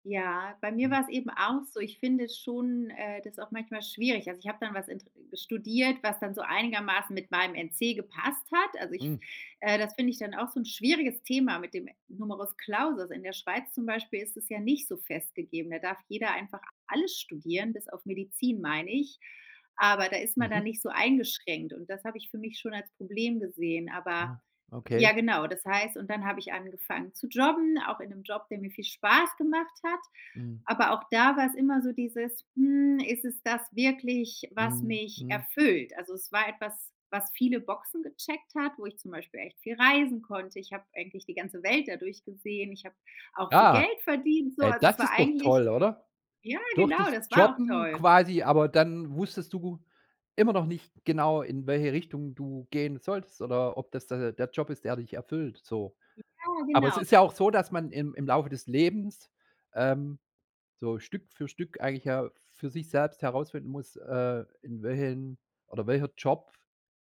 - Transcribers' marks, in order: surprised: "Mm"; stressed: "nicht"; stressed: "alles"; stressed: "Spaß"; stressed: "erfüllt?"; anticipating: "Ah, hey, das ist doch toll, oder?"
- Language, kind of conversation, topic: German, podcast, Wie findest du eine Arbeit, die dich erfüllt?